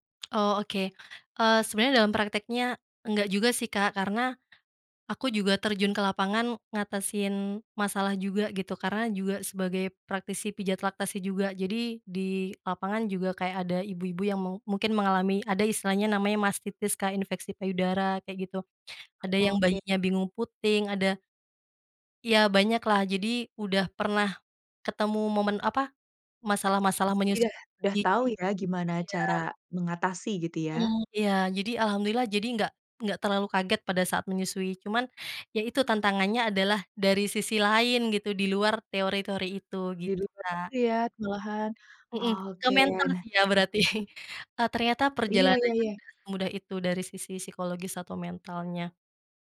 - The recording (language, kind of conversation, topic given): Indonesian, podcast, Kapan terakhir kali kamu merasa sangat bangga pada diri sendiri?
- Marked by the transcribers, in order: tapping; other background noise; laughing while speaking: "berarti"; "psikologis" said as "sikologis"